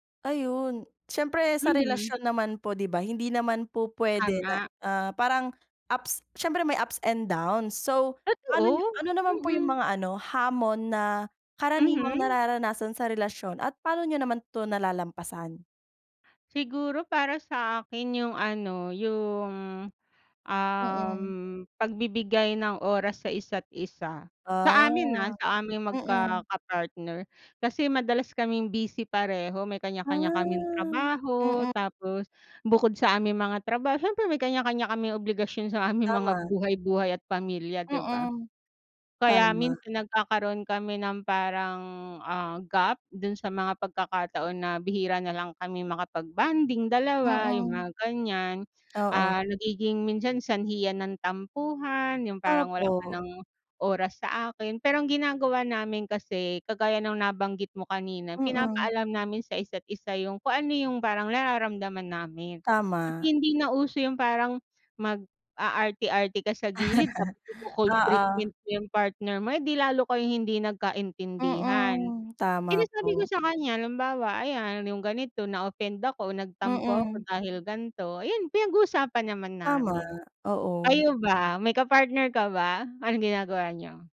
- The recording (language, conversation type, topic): Filipino, unstructured, Paano mo ilalarawan ang ideal na relasyon para sa iyo, at ano ang pinakamahalagang bagay sa isang romantikong relasyon?
- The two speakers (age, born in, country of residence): 18-19, Philippines, Philippines; 35-39, Philippines, Philippines
- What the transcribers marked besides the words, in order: drawn out: "Ah"; laugh